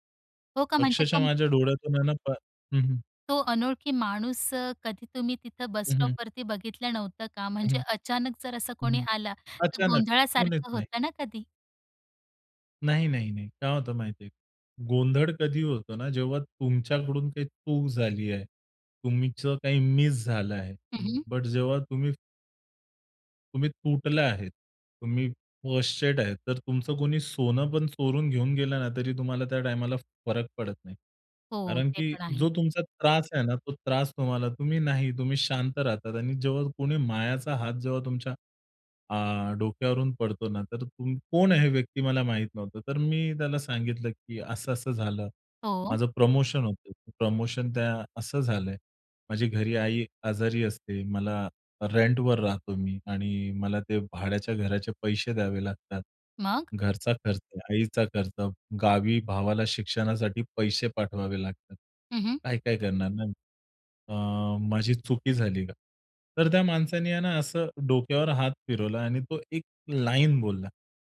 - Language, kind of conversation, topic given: Marathi, podcast, रस्त्यावरील एखाद्या अपरिचिताने तुम्हाला दिलेला सल्ला तुम्हाला आठवतो का?
- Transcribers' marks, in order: in English: "फ्रस्टेट"; in English: "रेंटवर"